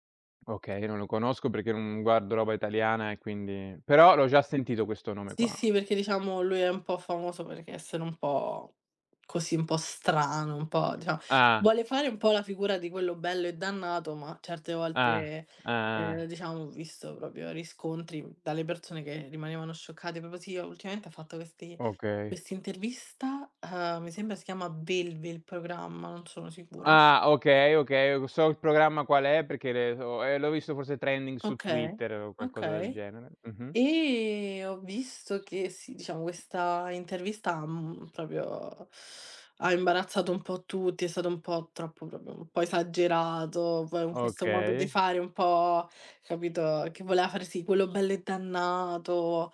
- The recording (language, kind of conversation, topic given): Italian, unstructured, Come reagisci quando un cantante famoso fa dichiarazioni controverse?
- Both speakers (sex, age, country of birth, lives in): female, 20-24, Italy, Italy; male, 40-44, Italy, Italy
- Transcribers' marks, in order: "proprio" said as "propio"; "proprio" said as "propio"; other background noise; in English: "trending"; tapping; "proprio" said as "propio"; "proprio" said as "propio"